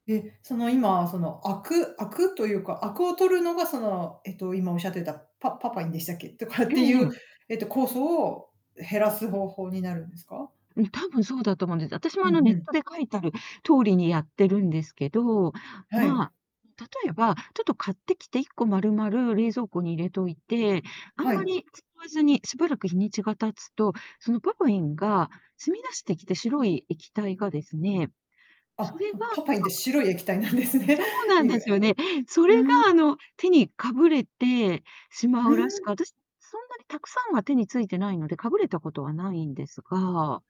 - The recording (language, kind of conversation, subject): Japanese, podcast, 新しい食材を見つけたら、どのように試しますか？
- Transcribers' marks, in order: distorted speech; other background noise; laughing while speaking: "なんですね"